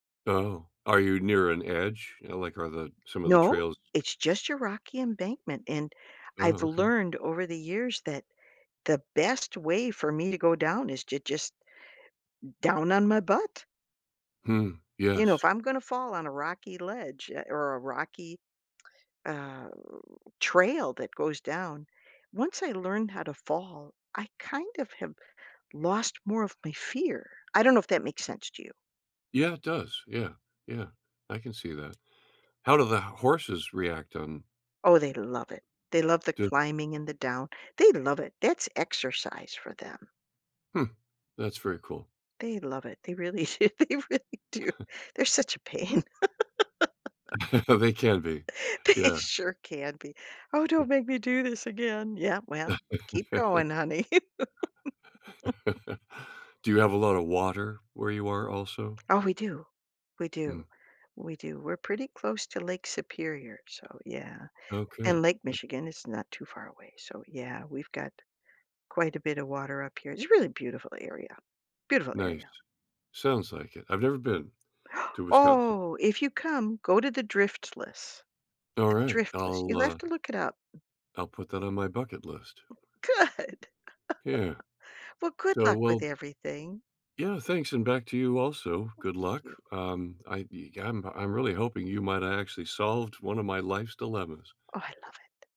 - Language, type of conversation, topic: English, unstructured, How do I notice and shift a small belief that's limiting me?
- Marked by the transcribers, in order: other background noise; tapping; other noise; laughing while speaking: "do they really do, they're such a pain"; chuckle; laugh; laughing while speaking: "They sure"; laugh; laugh; gasp; laughing while speaking: "Good"; laugh